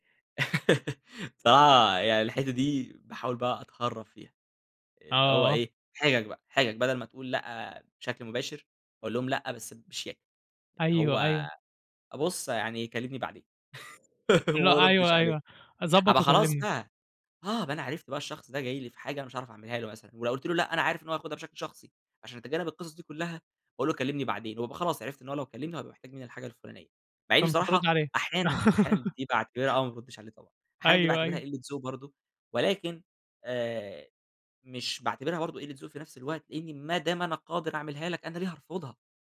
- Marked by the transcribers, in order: laugh; laugh; laugh
- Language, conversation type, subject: Arabic, podcast, إزاي أحط حدود وأعرف أقول لأ بسهولة؟